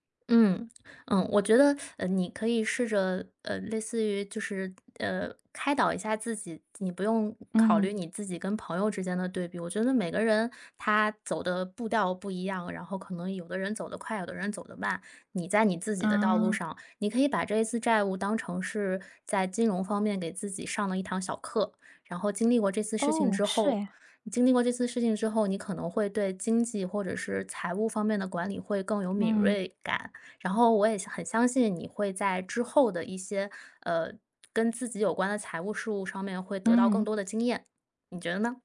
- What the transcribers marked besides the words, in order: none
- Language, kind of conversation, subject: Chinese, advice, 债务还款压力大